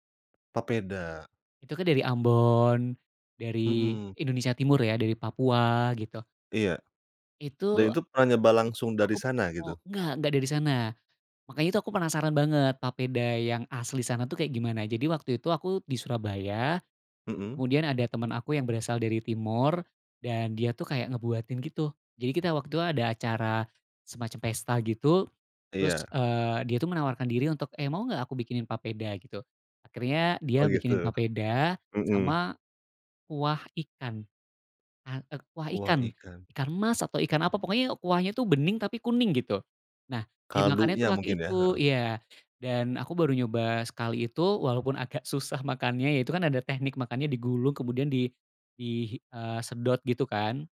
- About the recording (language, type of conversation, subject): Indonesian, podcast, Apa makanan tradisional yang selalu bikin kamu kangen?
- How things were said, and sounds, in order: other background noise; laughing while speaking: "agak susah"